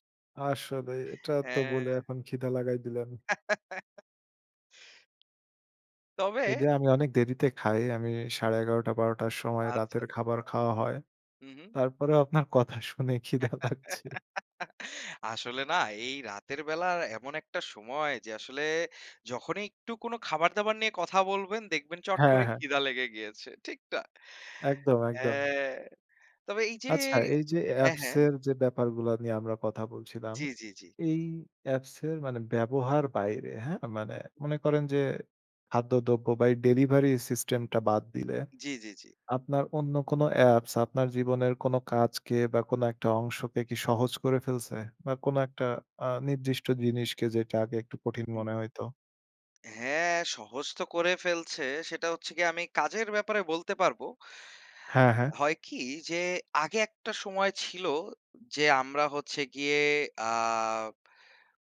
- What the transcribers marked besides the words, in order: drawn out: "হ্যাঁ"; laughing while speaking: "তারপরেও আপনার কথা শুনে খিদা লাগছে"; laugh; drawn out: "হ্যাঁ"
- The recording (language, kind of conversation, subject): Bengali, unstructured, অ্যাপগুলি আপনার জীবনে কোন কোন কাজ সহজ করেছে?